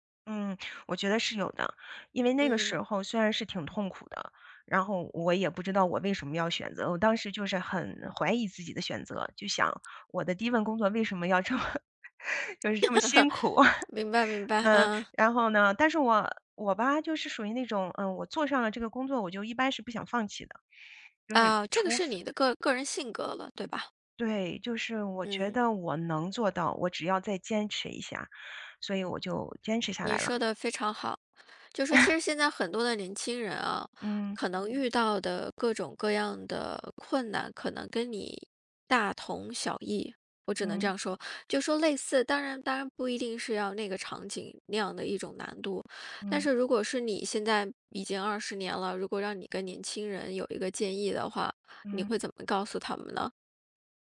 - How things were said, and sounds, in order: laughing while speaking: "这么 就是这么辛苦"; laugh; chuckle; laugh
- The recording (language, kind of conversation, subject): Chinese, podcast, 你第一份工作对你产生了哪些影响？